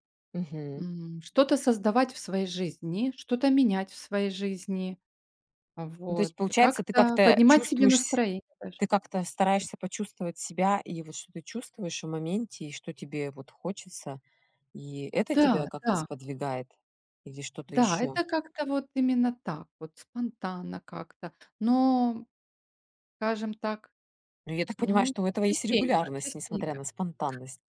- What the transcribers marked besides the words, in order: other background noise
- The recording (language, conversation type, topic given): Russian, podcast, Какие привычки помогают тебе оставаться творческим?